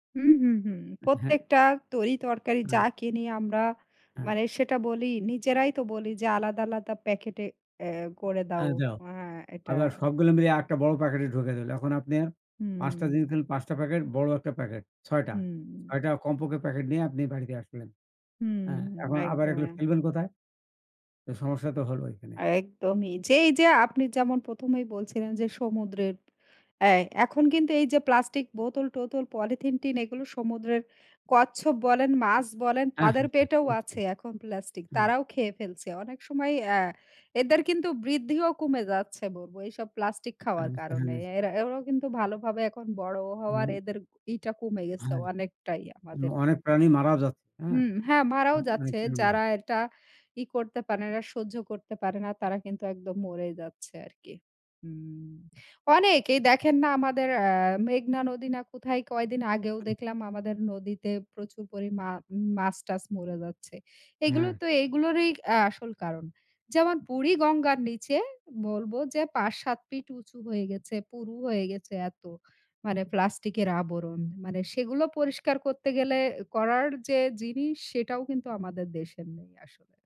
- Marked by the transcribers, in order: tapping; unintelligible speech; unintelligible speech; other background noise
- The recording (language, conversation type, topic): Bengali, unstructured, প্লাস্টিক দূষণ কেন এত বড় সমস্যা?